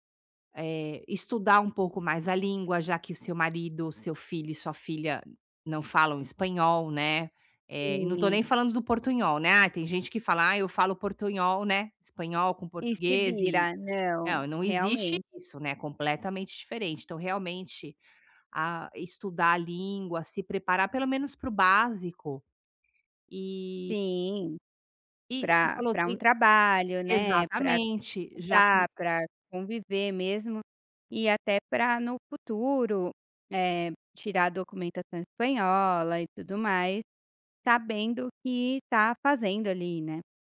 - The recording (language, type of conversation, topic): Portuguese, advice, Como posso compreender melhor as nuances culturais e sociais ao me mudar para outro país?
- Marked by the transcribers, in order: tapping